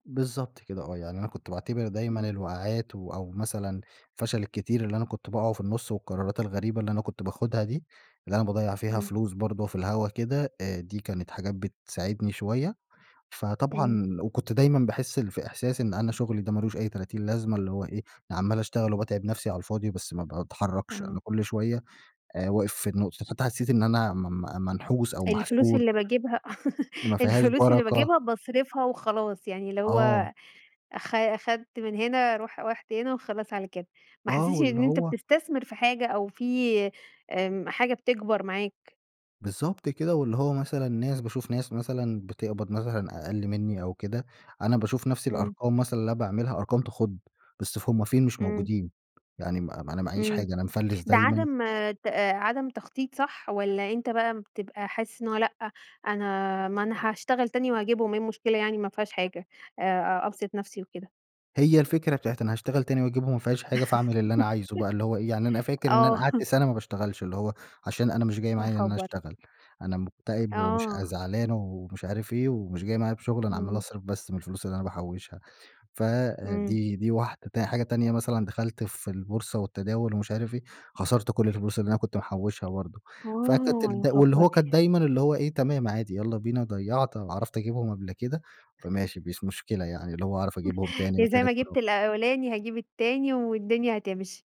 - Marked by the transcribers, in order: laugh; laugh; chuckle; tapping; chuckle
- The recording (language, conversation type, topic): Arabic, podcast, احكيلي عن أول نجاح مهم خلّاك/خلّاكي تحس/تحسّي بالفخر؟